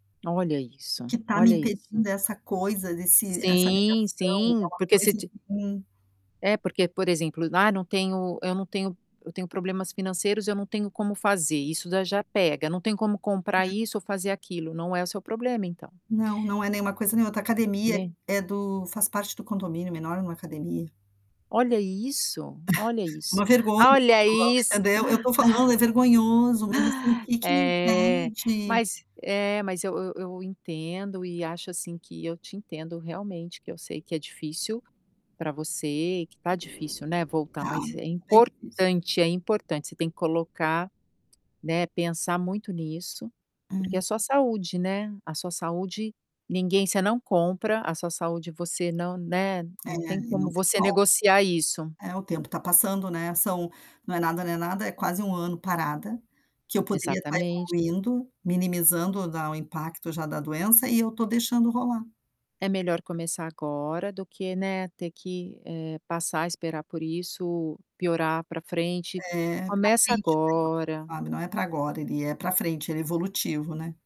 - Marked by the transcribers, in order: static; tapping; distorted speech; chuckle
- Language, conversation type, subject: Portuguese, advice, Qual é a sua dificuldade para dar o primeiro passo rumo a uma meta importante?